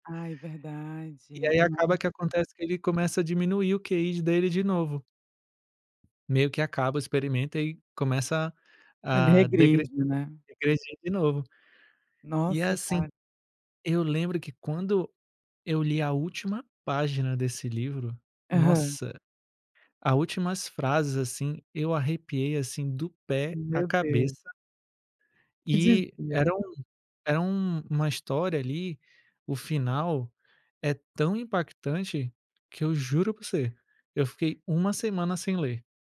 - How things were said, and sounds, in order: tapping
- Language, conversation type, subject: Portuguese, podcast, Me conta uma história que te aproximou de alguém?